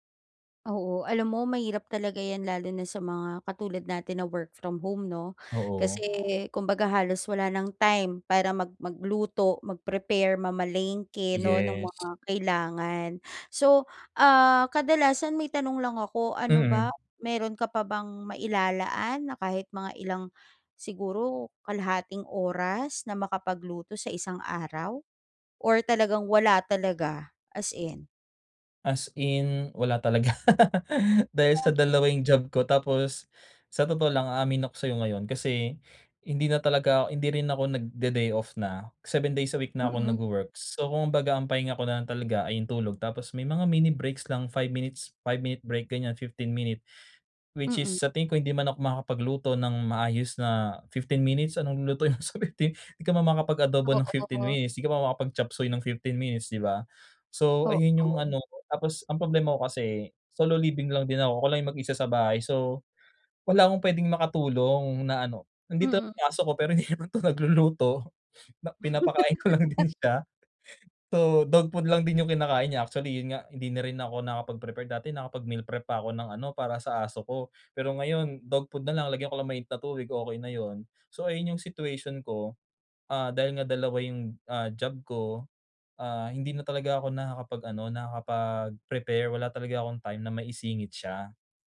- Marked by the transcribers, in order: other background noise; laughing while speaking: "talaga"; laugh; laughing while speaking: "mo sa fifteen"; laughing while speaking: "hindi naman to nagluluto"; sniff; laugh; laughing while speaking: "ko lang din siya"
- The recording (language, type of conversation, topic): Filipino, advice, Paano ako makakaplano ng mga pagkain para sa buong linggo?
- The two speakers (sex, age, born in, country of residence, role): female, 35-39, Philippines, Philippines, advisor; male, 25-29, Philippines, Philippines, user